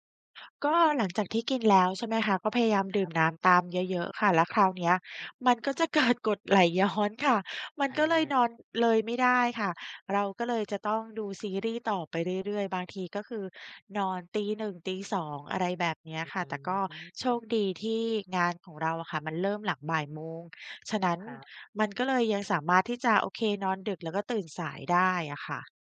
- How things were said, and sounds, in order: other background noise; laughing while speaking: "เกิด"; laughing while speaking: "ย้อน"
- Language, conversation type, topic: Thai, advice, ทำอย่างไรดีเมื่อพยายามกินอาหารเพื่อสุขภาพแต่ชอบกินจุกจิกตอนเย็น?